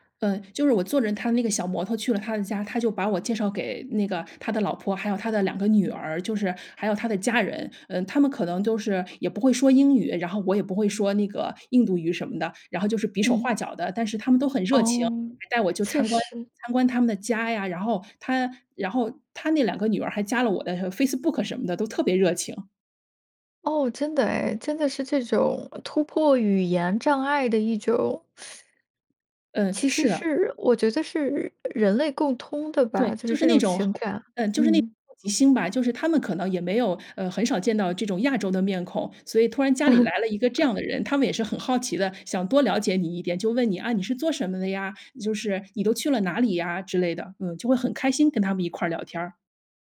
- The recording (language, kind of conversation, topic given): Chinese, podcast, 旅行教给你最重要的一课是什么？
- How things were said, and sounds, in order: chuckle